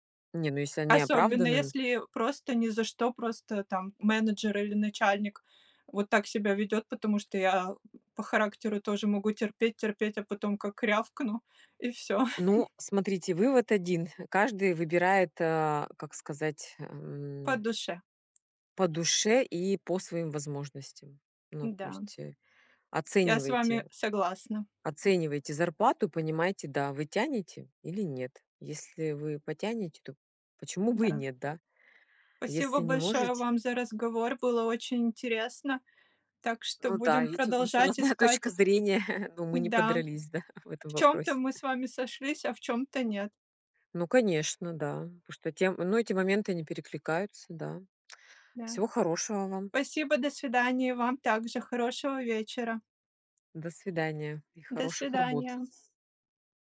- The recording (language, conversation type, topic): Russian, unstructured, Как вы выбираете между высокой зарплатой и интересной работой?
- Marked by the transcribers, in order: "если" said as "есси"; tapping; chuckle; background speech; laughing while speaking: "разная точка зрения, но мы не подрались, да, в этом вопросе"